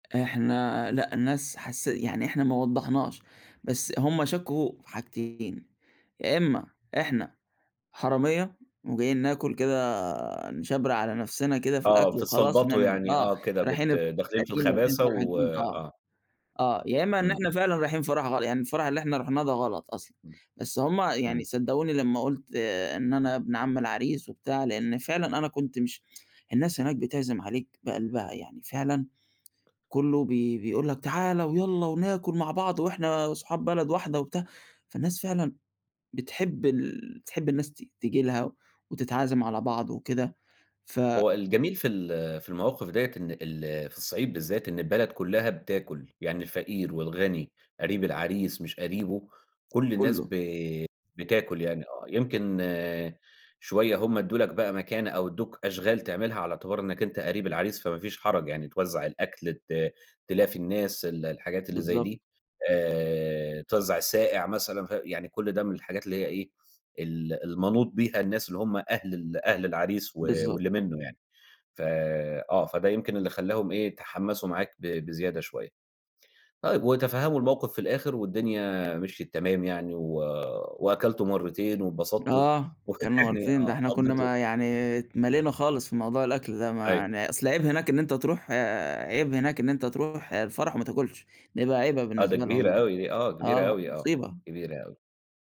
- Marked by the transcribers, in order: unintelligible speech; tsk; tapping; laugh
- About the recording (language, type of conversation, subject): Arabic, podcast, إحكي عن موقف ضحكتوا فيه كلكم سوا؟